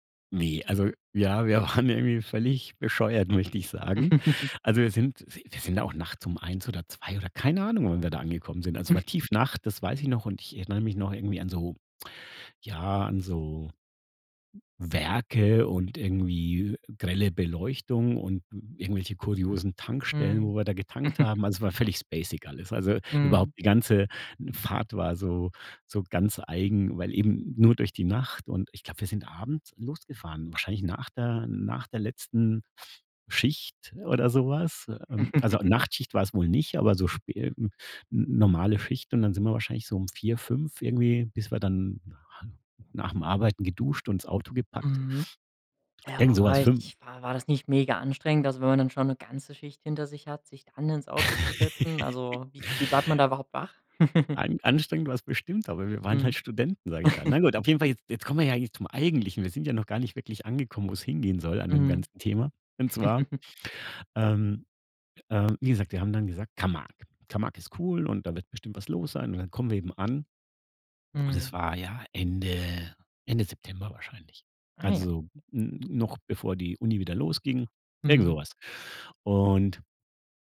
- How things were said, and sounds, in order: laughing while speaking: "waren"; laughing while speaking: "möchte ich sagen"; chuckle; put-on voice: "keine Ahnung"; other noise; chuckle; chuckle; stressed: "ganze"; stressed: "dann"; laugh; chuckle; chuckle; stressed: "Eigentlichen"; chuckle
- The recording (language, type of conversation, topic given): German, podcast, Gibt es eine Reise, die dir heute noch viel bedeutet?